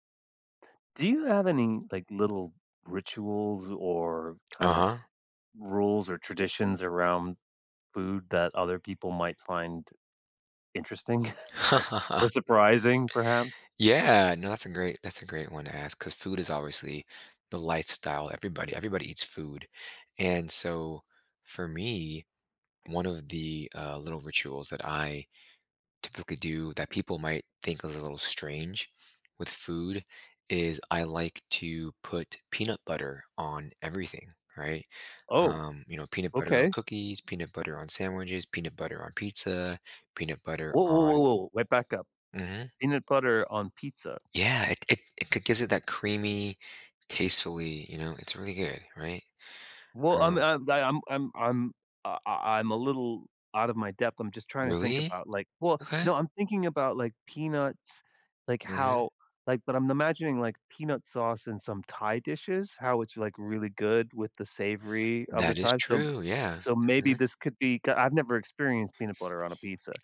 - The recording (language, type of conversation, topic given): English, unstructured, How should I handle my surprising little food rituals around others?
- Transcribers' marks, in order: chuckle; tapping